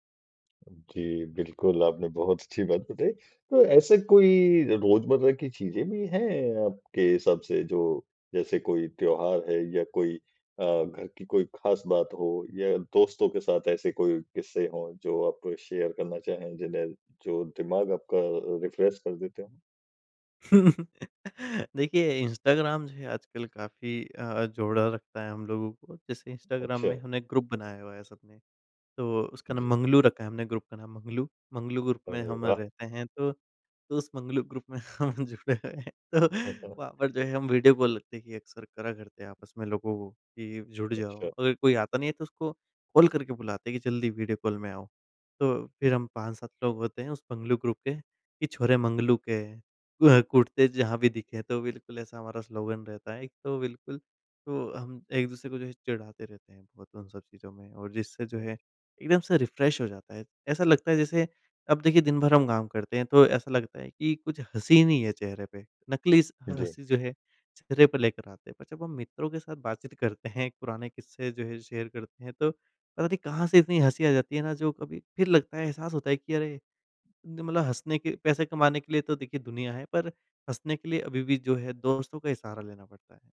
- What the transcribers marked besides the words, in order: in English: "शेयर"; in English: "रिफ़्रेश"; laugh; in English: "ग्रुप"; in English: "ग्रुप"; in English: "ग्रुप"; tapping; in English: "ग्रुप"; laughing while speaking: "हम जुड़े हुए हैं तो"; other background noise; in English: "ग्रुप"; in English: "स्लोगन"; in English: "रिफ़्रेश"; in English: "शेयर"
- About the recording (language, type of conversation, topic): Hindi, podcast, दूर रहने वालों से जुड़ने में तकनीक तुम्हारी कैसे मदद करती है?